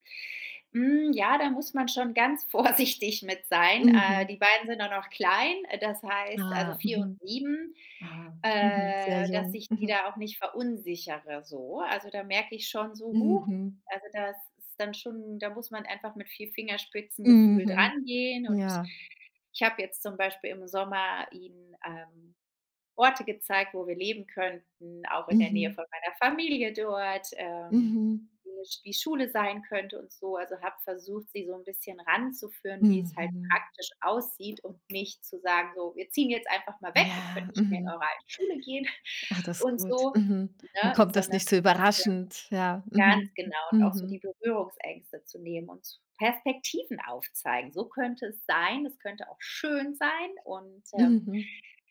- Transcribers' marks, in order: laughing while speaking: "vorsichtig"; drawn out: "äh"; unintelligible speech; other background noise; snort; stressed: "schön"
- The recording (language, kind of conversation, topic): German, podcast, Wie triffst du Entscheidungen, damit du später möglichst wenig bereust?